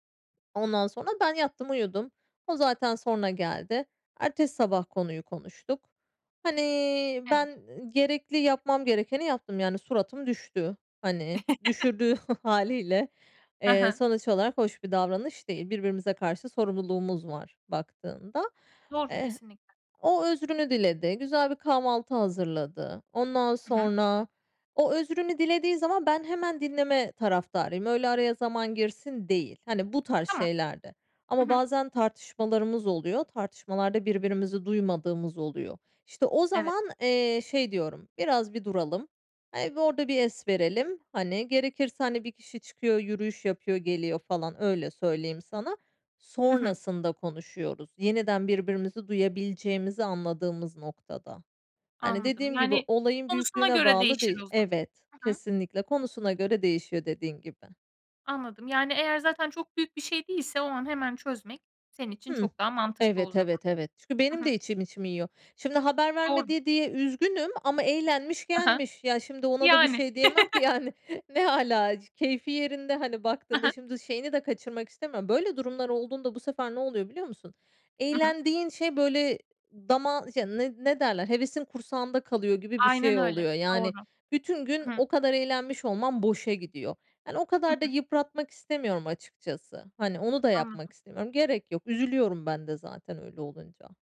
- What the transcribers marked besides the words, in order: drawn out: "Hani"; laughing while speaking: "hâliyle"; chuckle; chuckle; laughing while speaking: "yani. Ne âlâ"
- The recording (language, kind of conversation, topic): Turkish, podcast, Güveni yeniden kazanmak mümkün mü, nasıl olur sence?